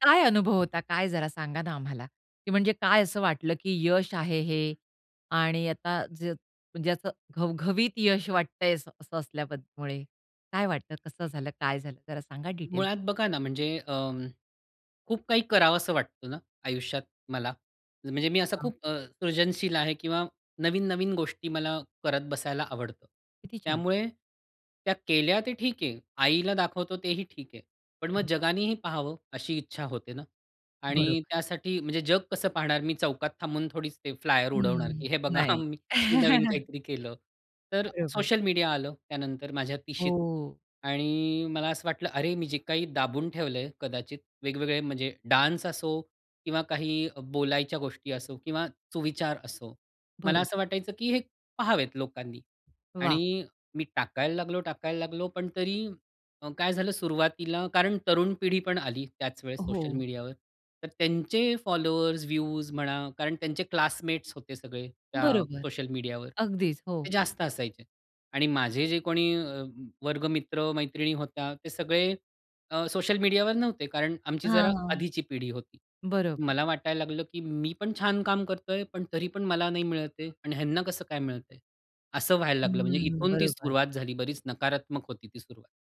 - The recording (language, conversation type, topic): Marathi, podcast, सोशल मीडियामुळे यशाबद्दल तुमची कल्पना बदलली का?
- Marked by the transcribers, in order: tapping; in English: "डिटेल?"; other background noise; in English: "फ्लायर"; laughing while speaking: "की हे बघा मी नवीन काहीतरी केलं"; chuckle; in English: "डान्स"; in English: "फॉलोवर्स"; in English: "क्लासमेट्स"